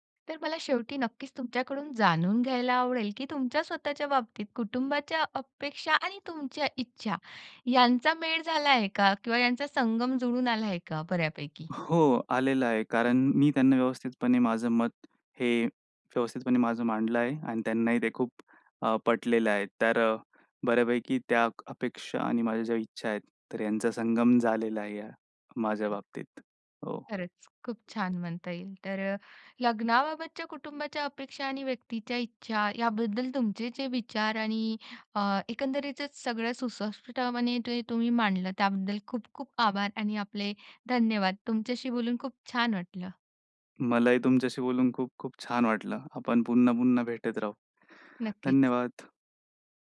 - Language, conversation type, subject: Marathi, podcast, लग्नाबाबत कुटुंबाच्या अपेक्षा आणि व्यक्तीच्या इच्छा कशा जुळवायला हव्यात?
- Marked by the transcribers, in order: other background noise; other noise